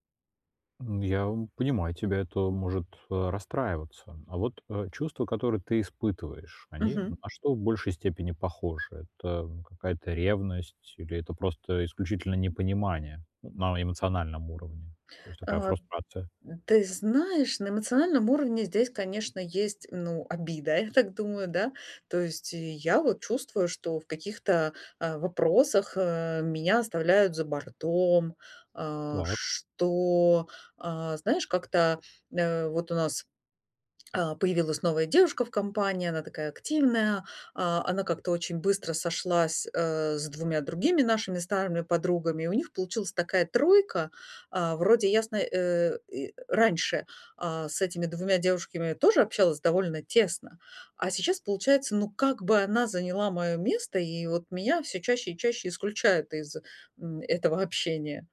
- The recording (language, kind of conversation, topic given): Russian, advice, Как справиться с тем, что друзья в последнее время отдалились?
- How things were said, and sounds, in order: other noise